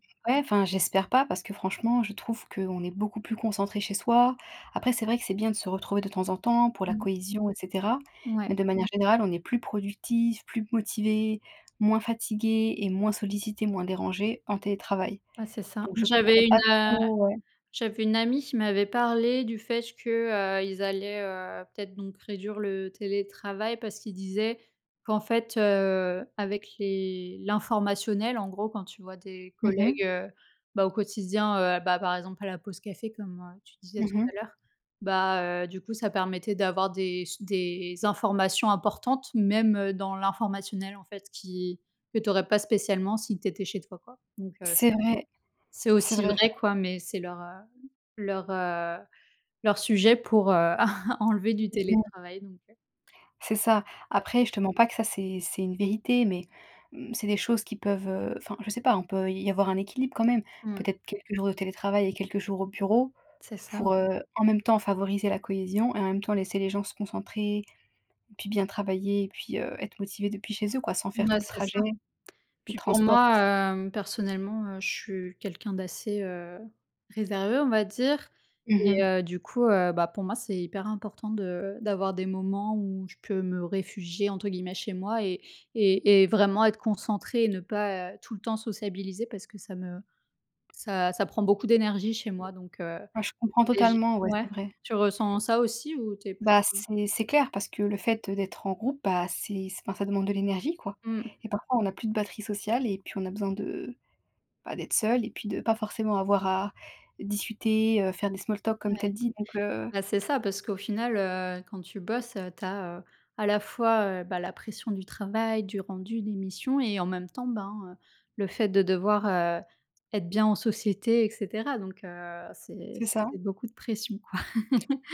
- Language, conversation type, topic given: French, unstructured, Comment organiser son temps pour mieux étudier ?
- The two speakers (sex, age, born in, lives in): female, 25-29, France, France; female, 30-34, France, France
- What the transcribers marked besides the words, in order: other background noise; unintelligible speech; unintelligible speech; chuckle; unintelligible speech; tapping; in English: "small talk"; chuckle